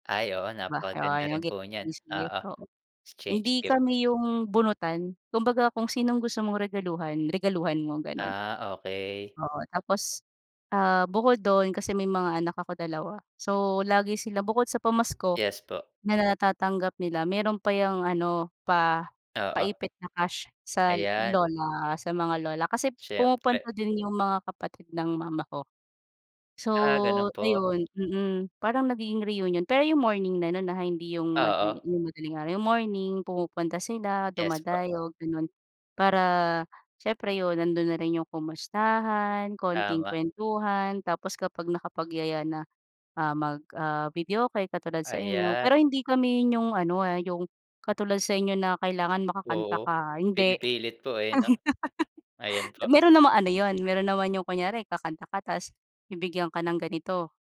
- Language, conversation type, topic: Filipino, unstructured, Paano mo ipinagdiriwang ang Pasko sa inyong tahanan?
- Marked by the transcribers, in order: in English: "I want to give this gift"; tapping; laugh